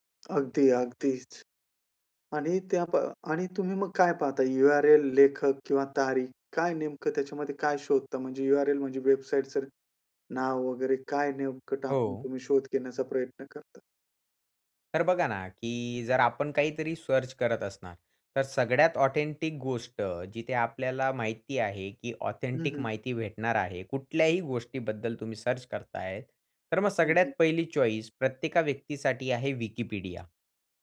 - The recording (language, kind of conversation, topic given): Marathi, podcast, इंटरनेटवर माहिती शोधताना तुम्ही कोणत्या गोष्टी तपासता?
- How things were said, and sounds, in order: in English: "वेबसाईटचं"; in English: "सर्च"; "सगळ्यात" said as "सगड्यात"; in English: "ऑथेंटिक"; in English: "ऑथेंटिक"; in English: "सर्च"; in English: "चॉइस"